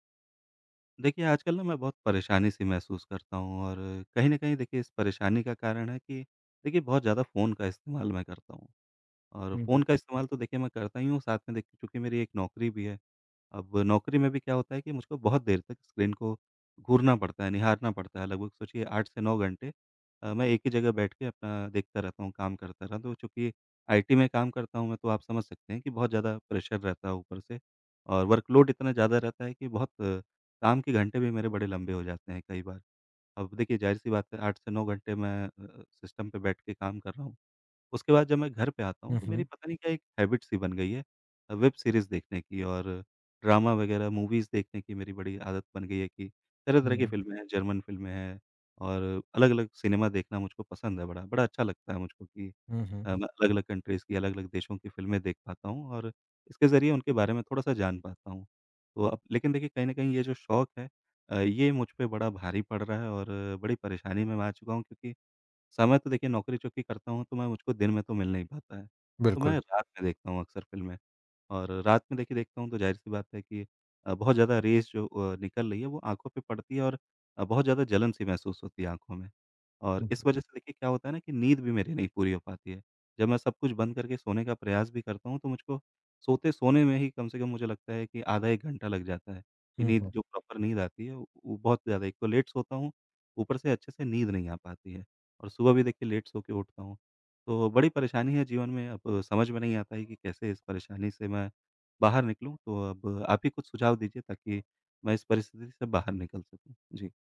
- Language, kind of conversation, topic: Hindi, advice, स्क्रीन देर तक देखने से सोने में देरी क्यों होती है?
- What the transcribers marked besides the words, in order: in English: "आईटी"; in English: "प्रेशर"; in English: "वर्क़ लोड"; in English: "सिस्टम"; in English: "हैबिट"; in English: "वेब सीरीज़"; in English: "ड्रामा"; in English: "मूवीज़"; in English: "कंट्रीज़"; in English: "रेज़"; unintelligible speech; in English: "प्रॉपर"; in English: "लेट"; in English: "लेट"